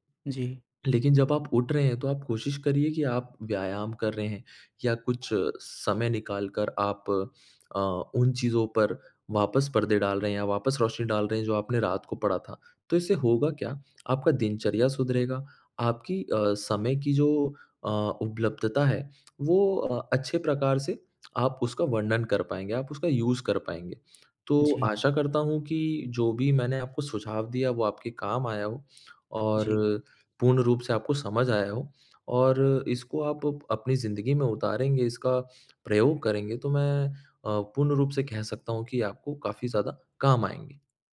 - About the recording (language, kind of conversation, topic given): Hindi, advice, आप काम बार-बार क्यों टालते हैं और आखिरी मिनट में होने वाले तनाव से कैसे निपटते हैं?
- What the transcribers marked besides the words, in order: in English: "यूज़"